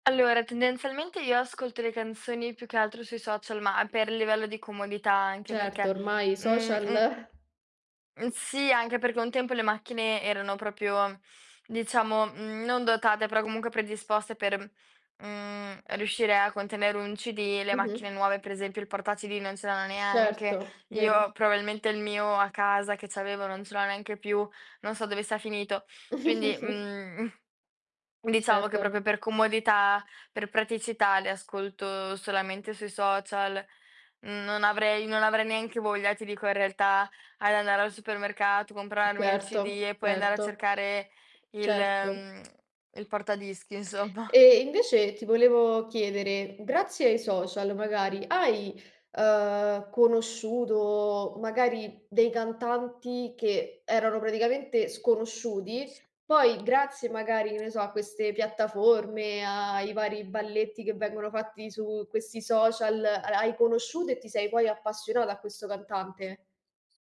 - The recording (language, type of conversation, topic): Italian, podcast, Che ruolo hanno i social nella tua scoperta di nuova musica?
- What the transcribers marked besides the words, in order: other background noise; drawn out: "mhmm"; "proprio" said as "propio"; chuckle; snort; swallow; "proprio" said as "propio"; tsk; laughing while speaking: "insomma"; tapping